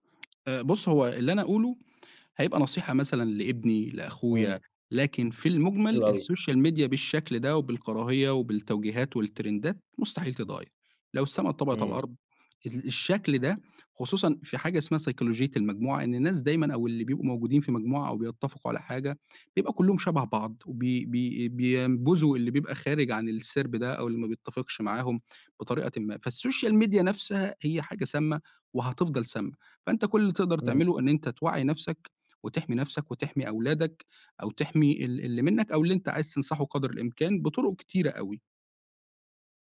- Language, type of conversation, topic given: Arabic, podcast, إيه رأيك في تأثير السوشيال ميديا علينا؟
- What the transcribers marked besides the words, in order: tapping; in English: "الSocial Media"; in English: "والترندات"; in English: "فالSocial Media"